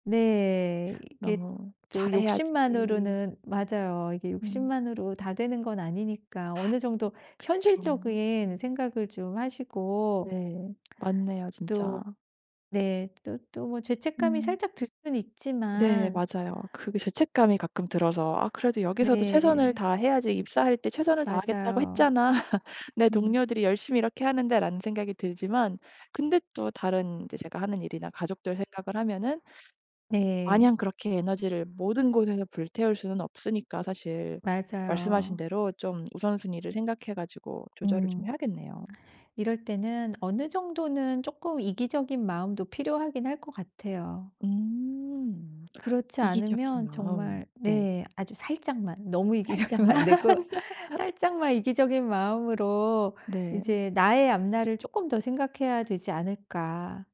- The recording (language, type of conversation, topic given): Korean, advice, 욕심내서 여러 목표를 세워 놓고도 우선순위를 정하지 못할 때 어떻게 정리하면 좋을까요?
- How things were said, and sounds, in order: other background noise; lip smack; laughing while speaking: "했잖아"; tapping; laughing while speaking: "이기적이면 안 되고"; laughing while speaking: "살짝만"; laugh